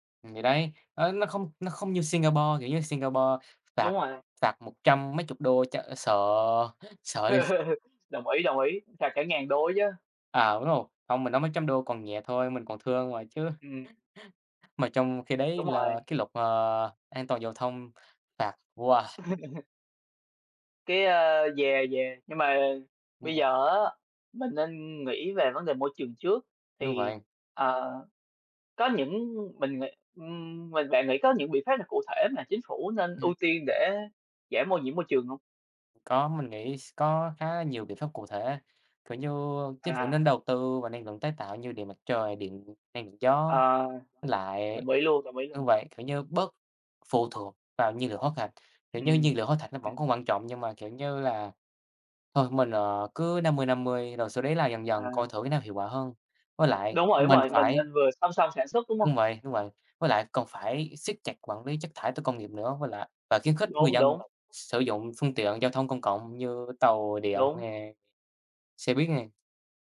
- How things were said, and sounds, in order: laugh; laugh; laugh; tapping; other background noise
- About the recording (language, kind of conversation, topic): Vietnamese, unstructured, Chính phủ cần làm gì để bảo vệ môi trường hiệu quả hơn?